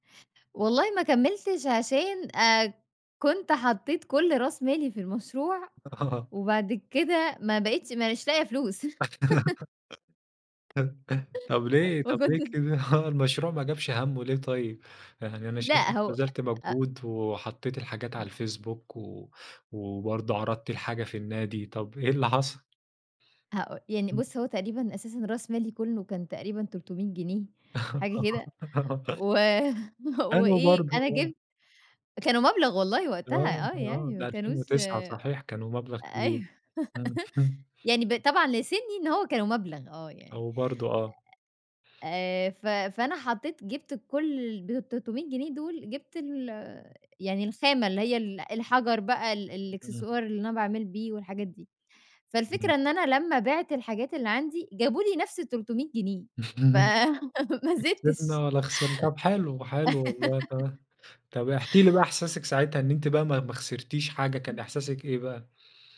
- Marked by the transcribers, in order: laughing while speaking: "آه"; laugh; other noise; chuckle; laughing while speaking: "هو"; tapping; giggle; other background noise; chuckle; chuckle; chuckle; laughing while speaking: "فما زِدتش"; laugh
- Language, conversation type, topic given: Arabic, podcast, إزاي بدأت مشوارك المهني؟